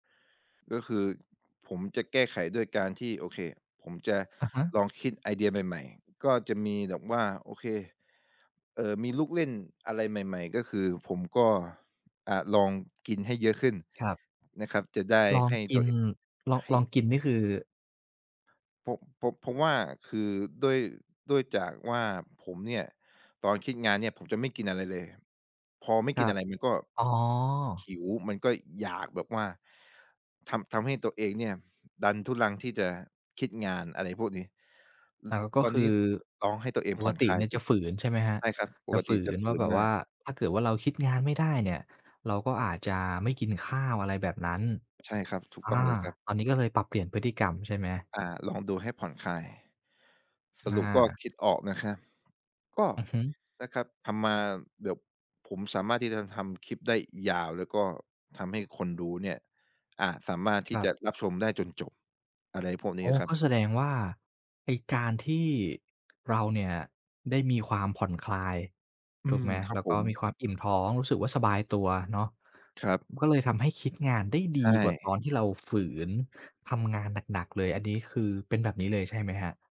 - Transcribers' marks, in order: other background noise; tapping
- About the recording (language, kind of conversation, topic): Thai, podcast, ก่อนเริ่มทำงานสร้างสรรค์ คุณมีพิธีกรรมอะไรเป็นพิเศษไหม?
- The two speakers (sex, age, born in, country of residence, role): male, 25-29, Thailand, Thailand, guest; male, 25-29, Thailand, Thailand, host